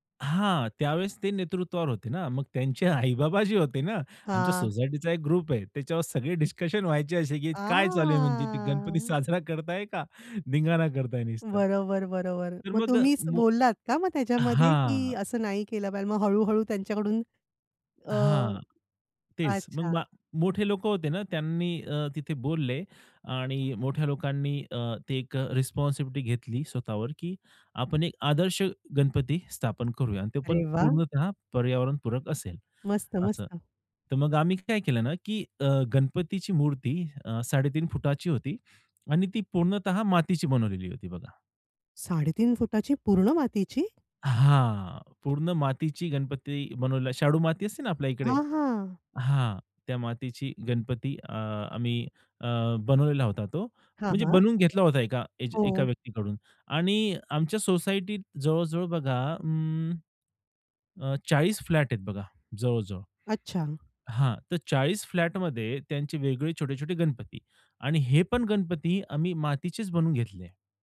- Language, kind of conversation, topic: Marathi, podcast, सण पर्यावरणपूरक पद्धतीने साजरे करण्यासाठी तुम्ही काय करता?
- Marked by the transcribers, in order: laughing while speaking: "त्यांचे आई-बाबा जे होते ना … धिंगाणा करताय निसत"; in English: "ग्रुप"; drawn out: "आह!"; "नुसतं" said as "निसत"; in English: "रिस्पॉन्सिबिलिटी"